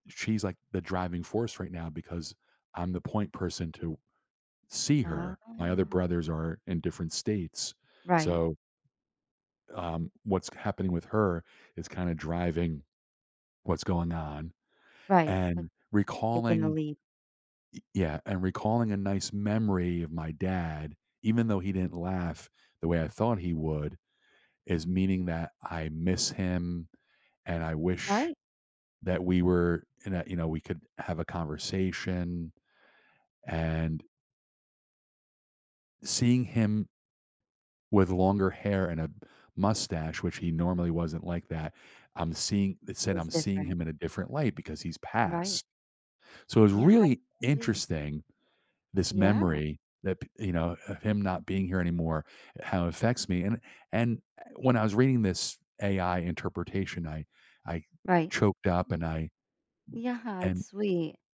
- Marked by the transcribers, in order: drawn out: "Oh"; other background noise; other noise
- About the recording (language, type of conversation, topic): English, unstructured, How do memories of people who are gone shape your life and feelings?